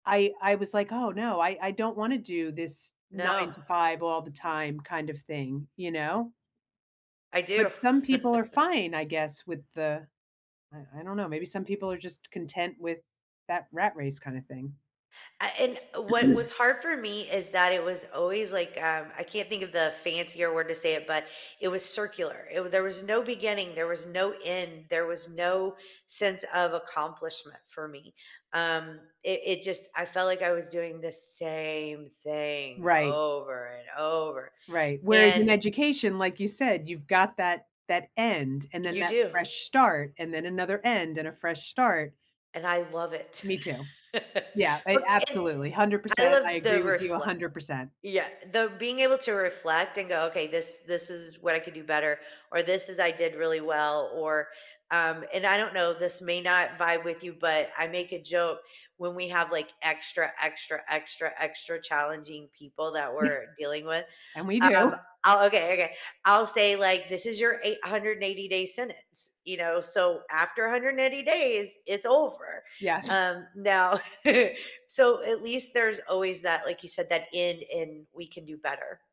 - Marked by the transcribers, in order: chuckle; throat clearing; chuckle; laugh; laughing while speaking: "Yes"; chuckle
- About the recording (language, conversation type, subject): English, unstructured, Have you ever felt stuck in a job with no chance to grow?